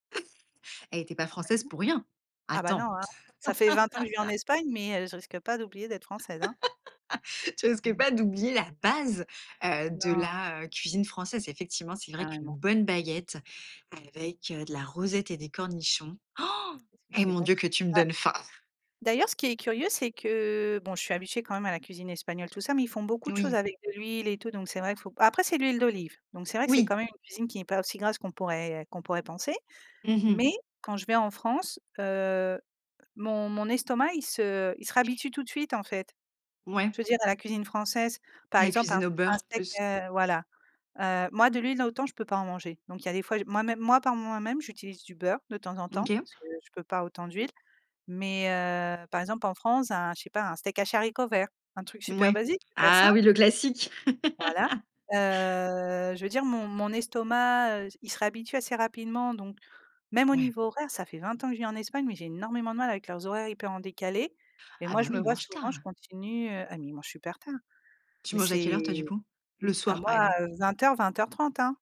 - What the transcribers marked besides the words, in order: chuckle; laugh; gasp; chuckle; tapping; laugh
- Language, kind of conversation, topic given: French, podcast, Quel plat te ramène directement à ton enfance ?